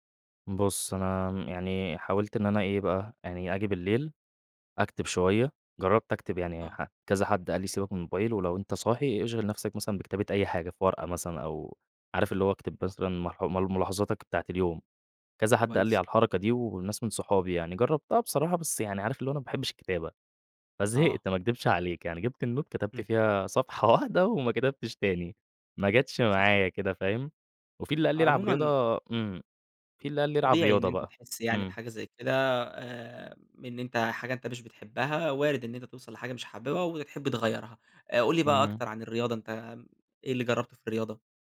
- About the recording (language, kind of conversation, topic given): Arabic, advice, إزاي أحسّن نومي لو الشاشات قبل النوم والعادات اللي بعملها بالليل مأثرين عليه؟
- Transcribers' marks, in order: in English: "النوت"; laughing while speaking: "صفحة واحدة وما كتبتش تاني"